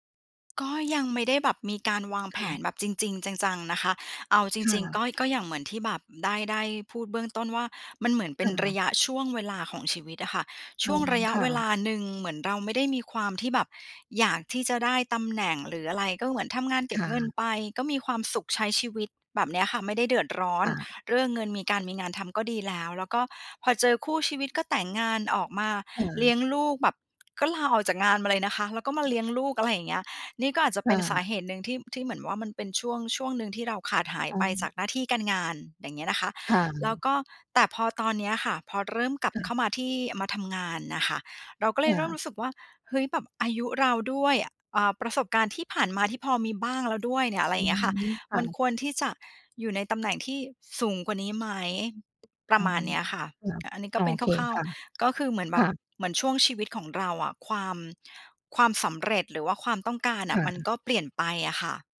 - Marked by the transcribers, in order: tapping
- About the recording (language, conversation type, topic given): Thai, advice, ควรเริ่มยังไงเมื่อฉันมักเปรียบเทียบความสำเร็จของตัวเองกับคนอื่นแล้วรู้สึกท้อ?